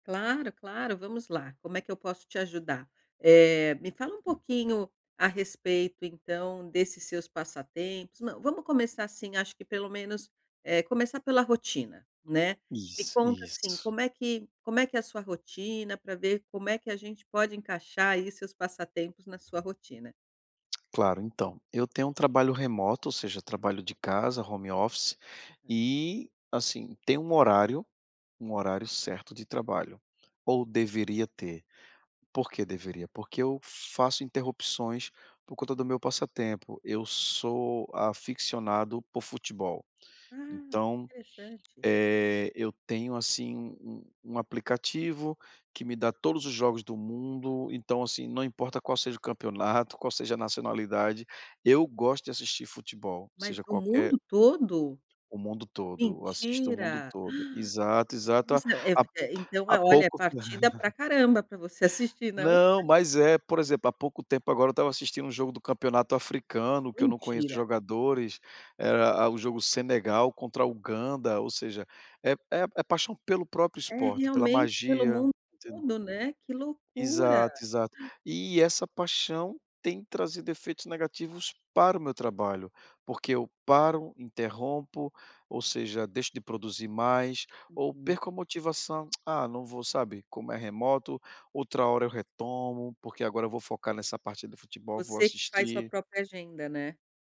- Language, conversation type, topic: Portuguese, advice, Como posso conciliar o trabalho com as minhas atividades pessoais no dia a dia?
- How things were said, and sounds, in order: tapping; other background noise; in English: "home office"; unintelligible speech; laugh; lip smack